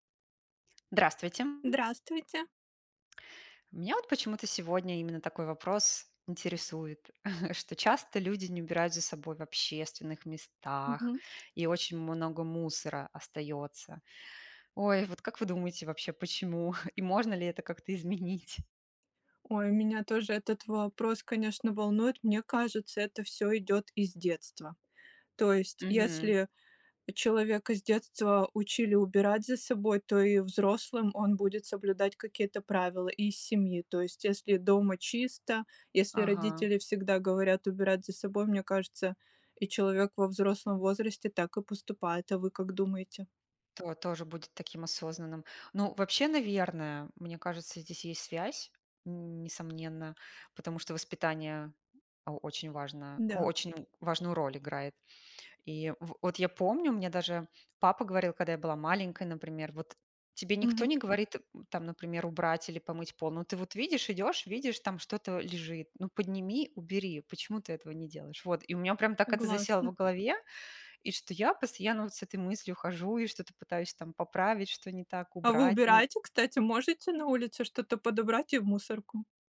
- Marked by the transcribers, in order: tapping; other background noise; chuckle; chuckle; laughing while speaking: "изменить?"
- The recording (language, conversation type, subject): Russian, unstructured, Почему люди не убирают за собой в общественных местах?